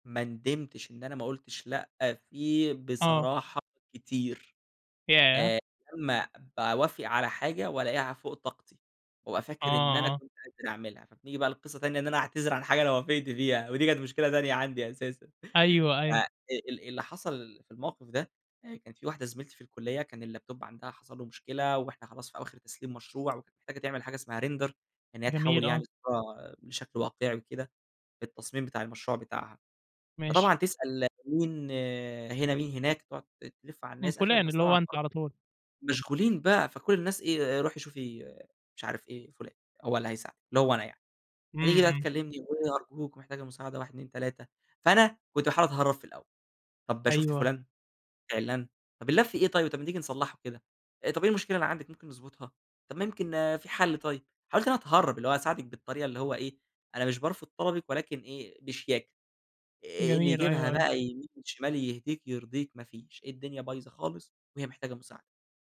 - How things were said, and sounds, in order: in English: "الLaptop"; other background noise; in English: "Render"; unintelligible speech; in English: "اللاب"
- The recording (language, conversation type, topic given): Arabic, podcast, إزاي أحط حدود وأعرف أقول لأ بسهولة؟